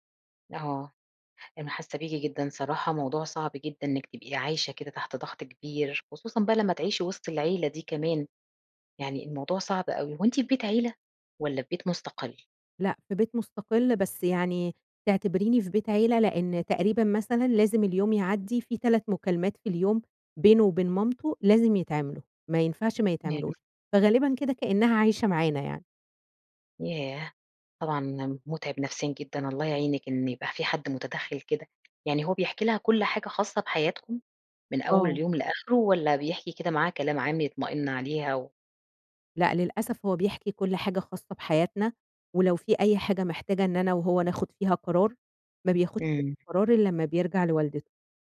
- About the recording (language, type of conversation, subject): Arabic, advice, إزاي ضغوط العيلة عشان أمشي مع التقاليد بتخلّيني مش عارفة أكون على طبيعتي؟
- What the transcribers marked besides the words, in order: none